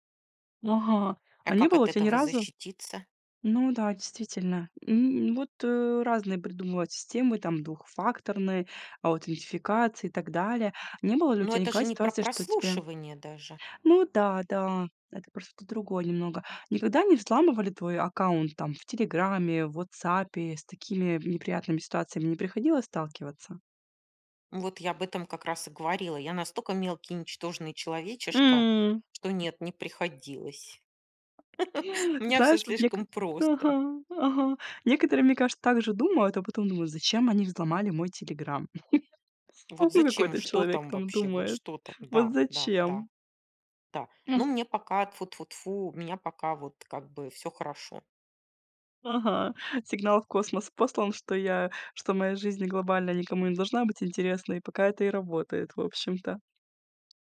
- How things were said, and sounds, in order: tapping; laugh; chuckle
- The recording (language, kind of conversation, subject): Russian, podcast, Что важно учитывать при общении в интернете и в мессенджерах?